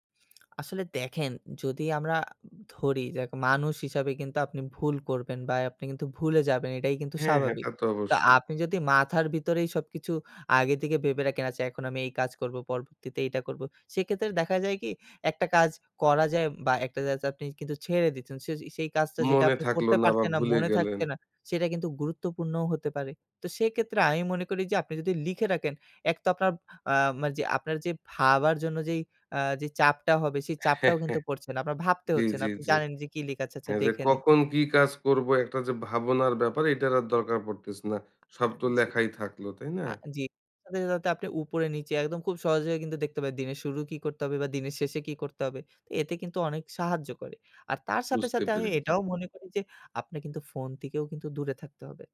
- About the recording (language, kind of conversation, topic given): Bengali, podcast, তুমি কাজের সময় কীভাবে মনোযোগ ধরে রাখো?
- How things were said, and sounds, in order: chuckle; other noise